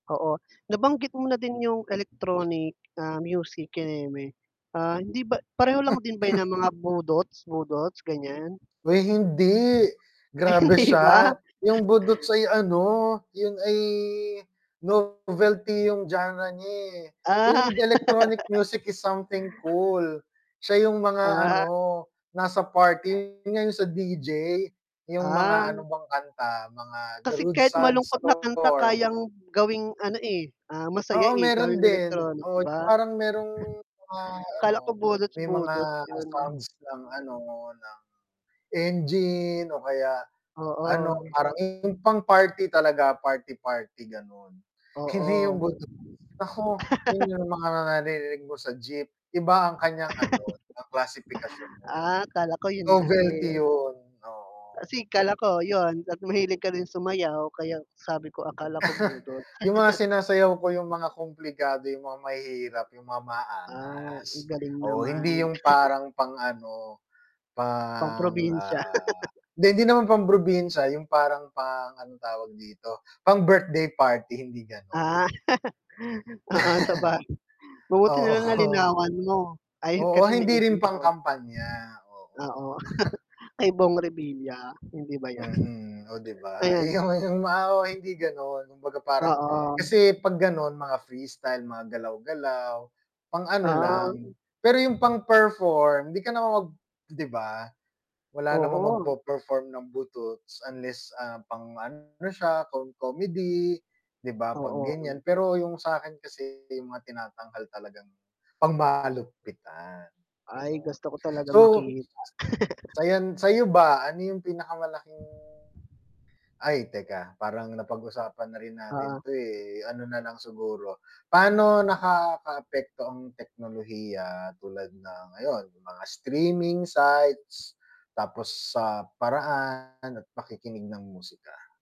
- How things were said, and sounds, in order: static; chuckle; laughing while speaking: "Ay, hindi ba?"; drawn out: "ay"; distorted speech; in English: "electronic music is something cool"; laugh; chuckle; laughing while speaking: "Hindi yung budots"; chuckle; chuckle; chuckle; chuckle; chuckle; chuckle; laughing while speaking: "Oo"; laugh; chuckle; laughing while speaking: "yung yung mga"; chuckle
- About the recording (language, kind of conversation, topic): Filipino, unstructured, Paano mo ilalarawan ang mga pagbabagong naganap sa musika mula noon hanggang ngayon?